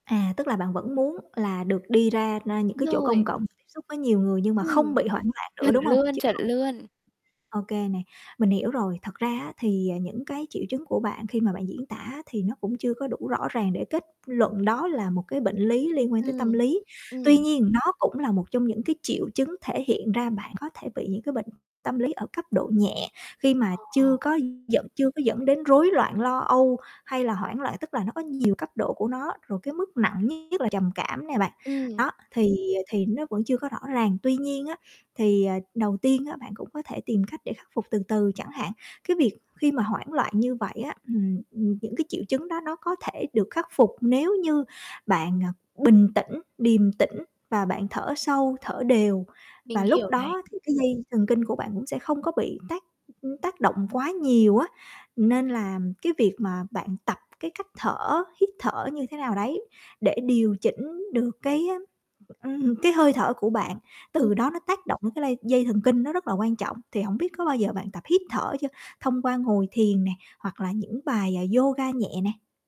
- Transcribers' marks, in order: static; other background noise; tapping; distorted speech; laughing while speaking: "chuẩn"
- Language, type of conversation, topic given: Vietnamese, advice, Bạn đã từng lên cơn hoảng loạn bất chợt ở nơi công cộng chưa, và lúc đó diễn ra như thế nào?